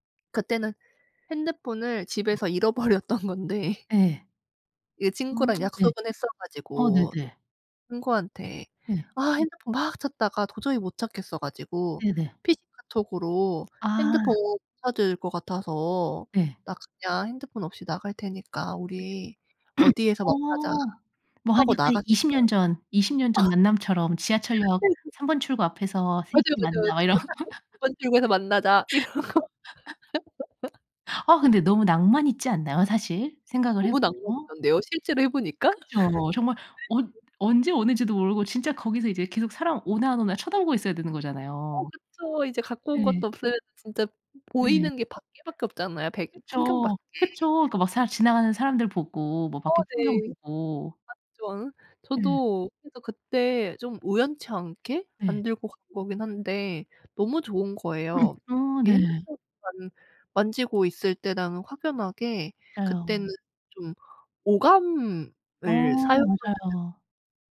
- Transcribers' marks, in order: laughing while speaking: "잃어버렸던 건데"; other background noise; tapping; throat clearing; laugh; laugh; laughing while speaking: "이러고"; laugh; laugh; throat clearing
- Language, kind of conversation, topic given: Korean, podcast, 스마트폰 같은 방해 요소를 어떻게 관리하시나요?